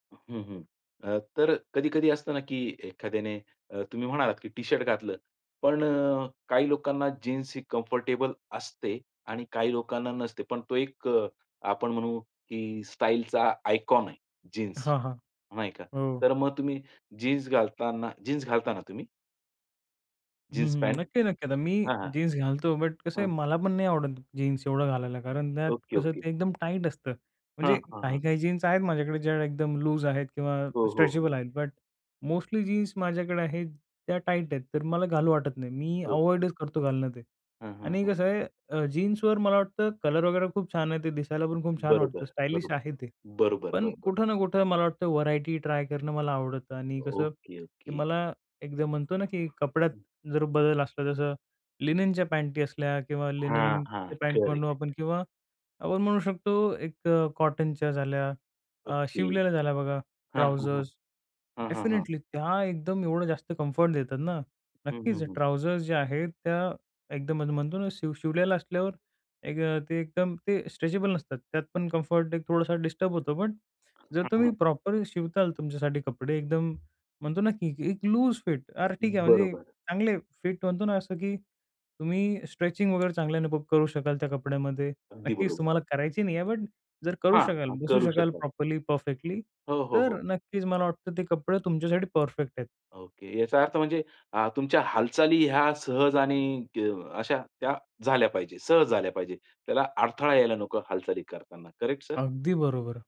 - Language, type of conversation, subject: Marathi, podcast, आराम आणि शैली यांचा समतोल तुम्ही कसा साधता?
- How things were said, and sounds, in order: other background noise; in English: "कम्फर्टेबल"; in English: "आयकॉन"; tapping; in English: "लिननच्या"; in English: "लिननचे"; in English: "ट्राउझर्स डेफिनिटली"; in English: "ट्राउझर्स"; in English: "प्रॉपर"; "शिवणार" said as "शिवताल"; in English: "स्ट्रेचिंग"; in English: "प्रॉपरली"